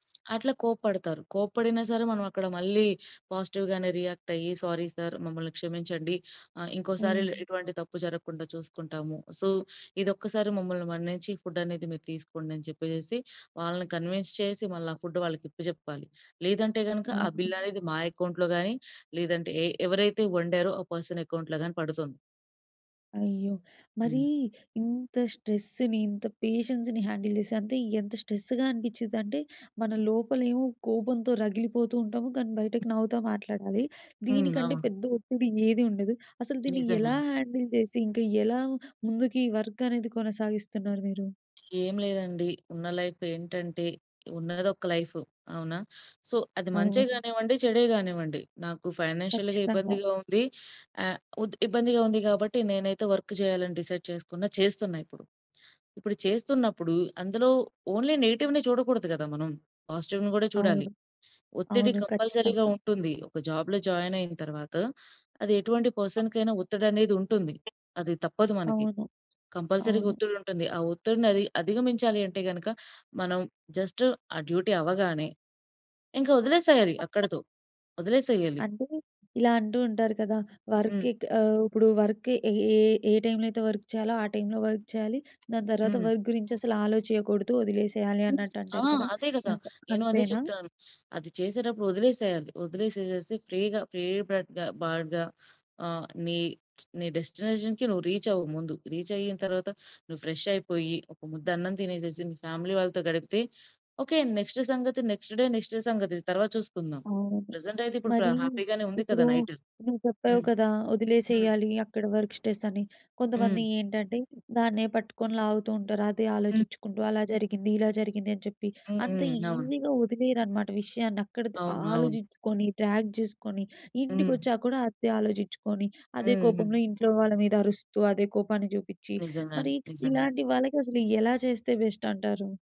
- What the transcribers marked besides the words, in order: other background noise; in English: "పాజిటివ్‌గానే రియాక్ట్"; in English: "సారీ సార్"; in English: "సో"; in English: "ఫుడ్"; in English: "కన్విన్స్"; in English: "ఫుడ్"; in English: "బిల్"; in English: "అకౌంట్లో"; in English: "పర్సన్ అకౌంట్లో"; in English: "స్ట్రెస్‌ని"; in English: "పేషెన్స్‌ని హ్యాండిల్"; in English: "స్ట్రెస్‌గ"; in English: "హ్యాండిల్"; in English: "లైఫ్"; in English: "లైఫ్"; in English: "సో"; in English: "ఫైనాన్షియల్‌గా"; in English: "వర్క్"; in English: "డిసైడ్"; in English: "ఓన్లీ నెగెటివ్‌ని"; in English: "పాజిటివ్‌ని"; in English: "కంపల్సరీగా"; in English: "జాబ్‌లో జాయిన్"; in English: "పర్సన్‌కీ"; in English: "కంపల్సరీగా"; in English: "జస్ట్"; in English: "డ్యూటీ"; in English: "వర్క్"; in English: "వర్క్"; in English: "వర్క్"; in English: "వర్క్"; in English: "ఫ్రీగా, ఫ్రీ బడ్‌గ బర్డ్‌గ"; lip smack; in English: "డెస్టినేషన్‌కి"; in English: "రీచ్"; in English: "రీచ్"; in English: "ఫ్రెష్"; in English: "నెక్స్ట్"; in English: "నెక్స్ట్ డే, నెక్స్ట్"; in English: "ప్రెజెంట్"; in English: "హ్యాపీ"; in English: "వర్క్ స్ట్రెస్"; in English: "ఈజీగా"; in English: "డ్రాగ్"; in English: "బెస్ట్"
- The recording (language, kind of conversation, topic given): Telugu, podcast, మీరు ఒత్తిడిని ఎప్పుడు గుర్తించి దాన్ని ఎలా సమర్థంగా ఎదుర్కొంటారు?